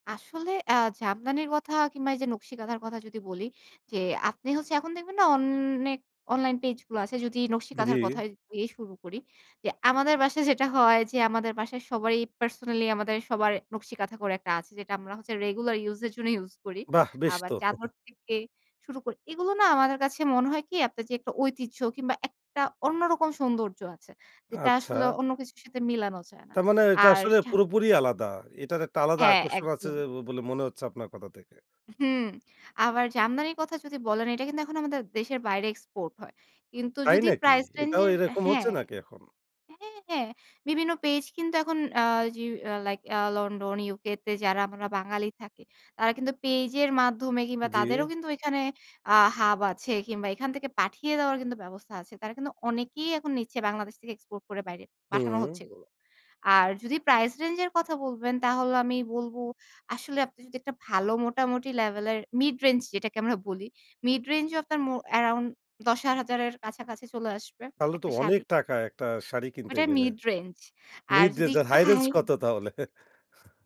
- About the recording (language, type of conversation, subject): Bengali, podcast, আপনি কীভাবে আপনার পোশাকের মাধ্যমে নিজের ব্যক্তিত্বকে ফুটিয়ে তোলেন?
- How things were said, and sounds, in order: drawn out: "অনেক"; chuckle; chuckle